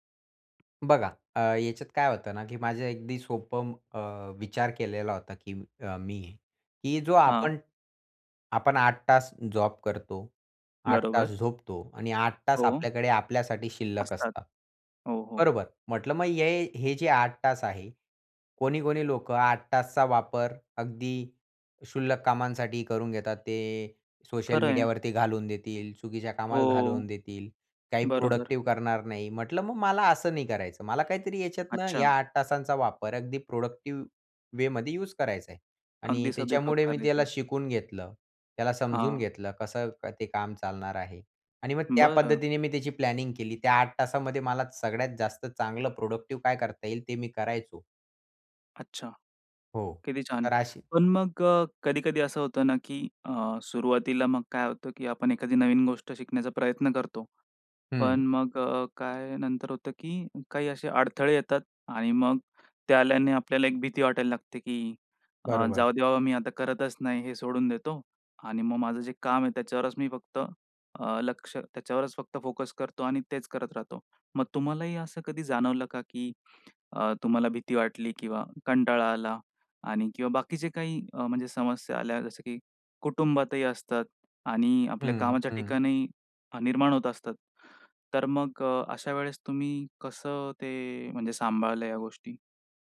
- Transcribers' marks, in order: tapping; horn; in English: "प्लॅनिंग"
- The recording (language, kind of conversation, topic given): Marathi, podcast, स्वतःहून काहीतरी शिकायला सुरुवात कशी करावी?